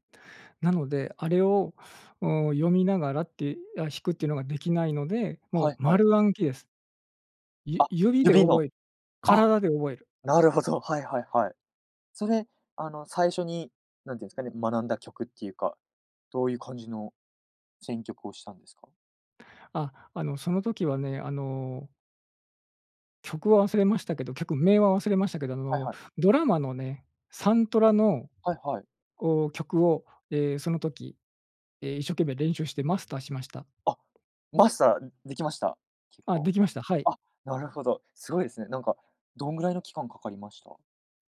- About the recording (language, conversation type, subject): Japanese, podcast, 音楽と出会ったきっかけは何ですか？
- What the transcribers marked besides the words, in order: tapping